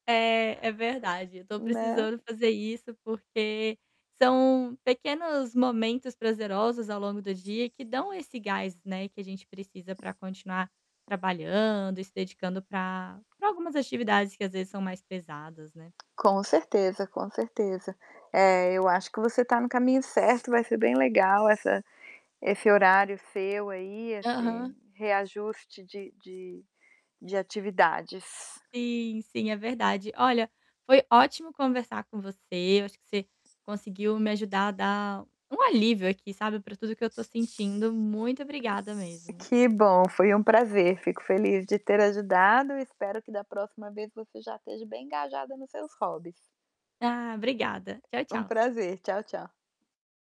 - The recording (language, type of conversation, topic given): Portuguese, advice, Como posso retomar meus hobbies se não tenho tempo nem energia?
- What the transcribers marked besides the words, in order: static; distorted speech; other background noise; tapping